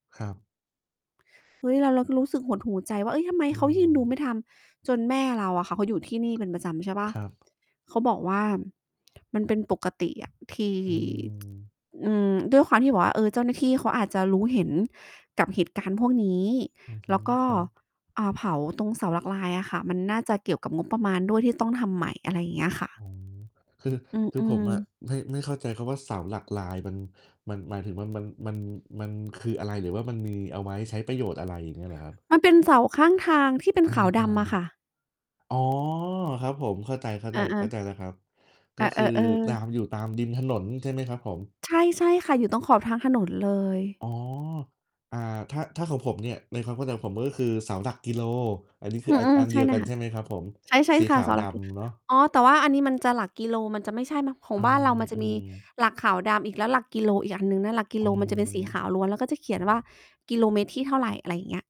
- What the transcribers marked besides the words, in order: static; distorted speech; tapping; other background noise; tsk
- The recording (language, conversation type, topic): Thai, unstructured, คุณเคยรู้สึกเศร้าเมื่อเห็นธรรมชาติถูกทำลายไหม?